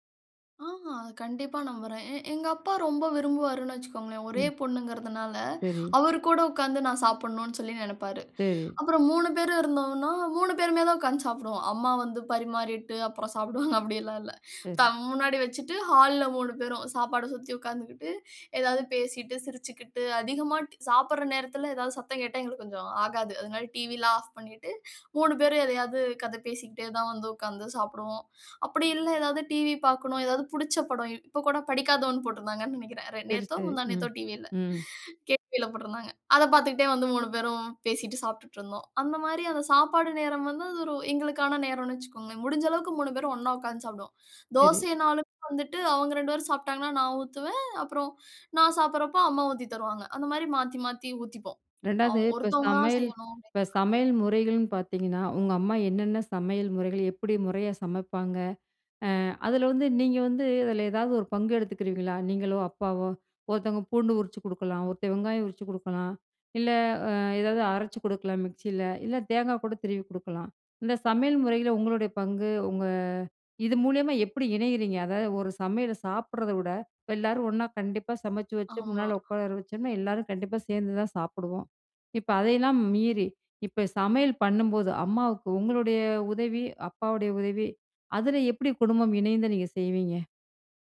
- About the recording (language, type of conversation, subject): Tamil, podcast, வழக்கமான சமையல் முறைகள் மூலம் குடும்பம் எவ்வாறு இணைகிறது?
- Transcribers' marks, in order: laughing while speaking: "மூணு பேருமே தான் உட்காந்து சாப்பிடுவோம். அம்மா வந்து பரிமாறிட்டு, அப்புறம் சாப்பிடுவாங்க. அப்படில்லாம் இல்ல"; "கேடிவில" said as "கே வில"; drawn out: "ம்"; "தோசைன்னாலும்" said as "தோசைன்னா"; other background noise; other noise